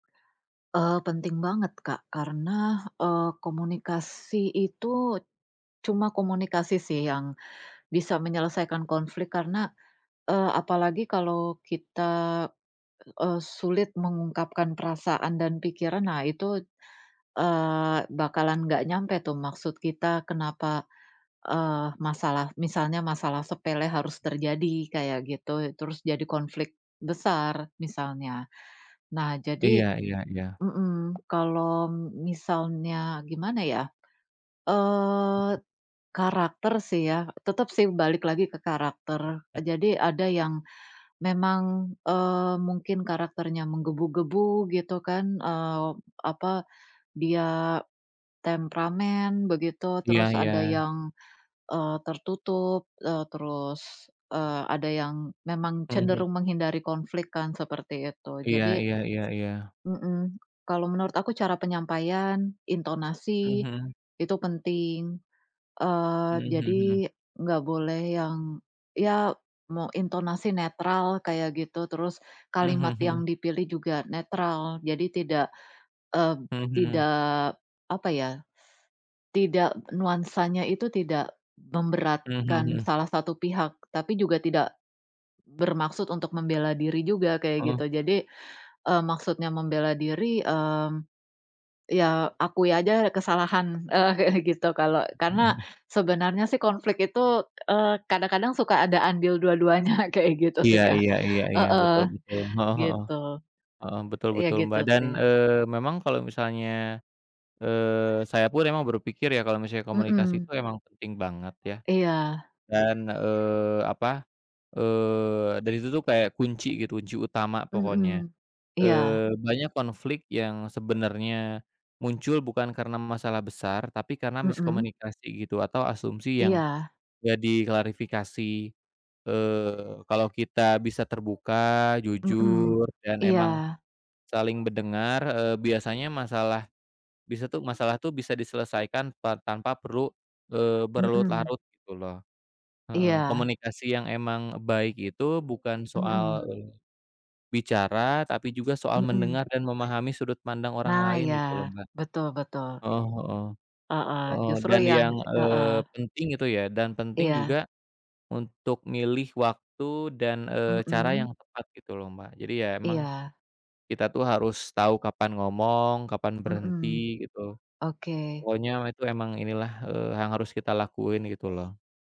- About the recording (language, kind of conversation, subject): Indonesian, unstructured, Bagaimana kamu menyelesaikan konflik dengan teman atau saudara?
- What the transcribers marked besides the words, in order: other background noise; tapping; teeth sucking; laughing while speaking: "eee, kayak gitu"; laughing while speaking: "dua-duanya, kayak gitu sih Kak"; background speech